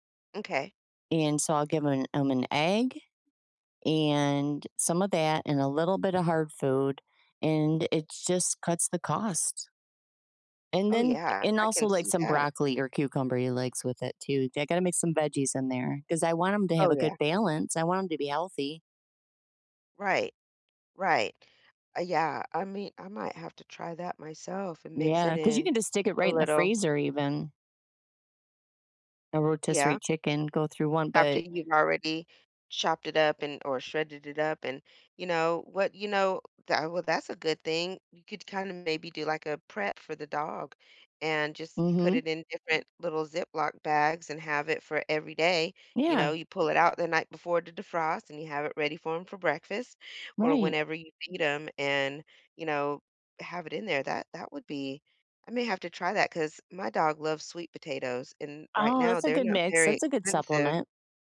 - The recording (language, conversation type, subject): English, unstructured, How can I notice how money quietly influences my daily choices?
- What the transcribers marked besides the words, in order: background speech